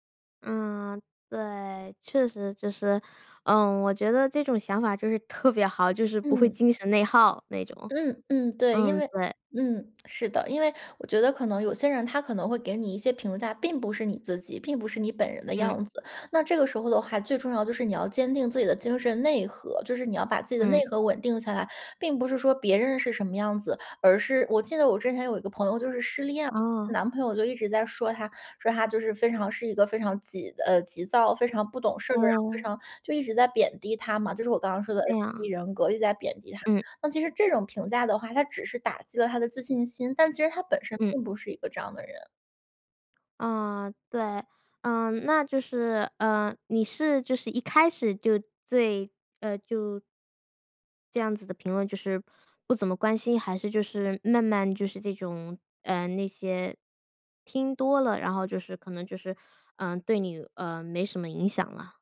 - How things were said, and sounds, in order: laughing while speaking: "特别好"
- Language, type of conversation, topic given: Chinese, podcast, 你会如何应对别人对你变化的评价？